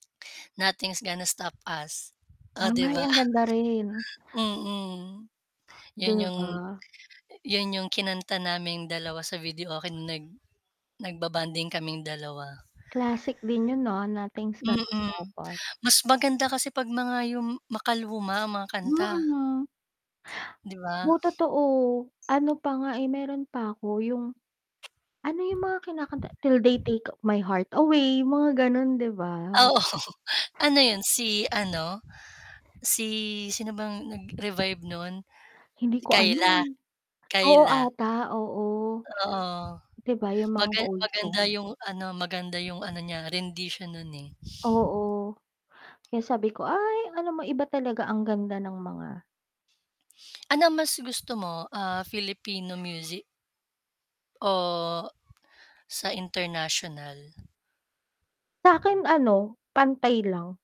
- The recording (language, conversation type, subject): Filipino, unstructured, Paano nakaapekto sa iyo ang musika sa buhay mo?
- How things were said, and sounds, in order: static; tapping; mechanical hum; distorted speech; laugh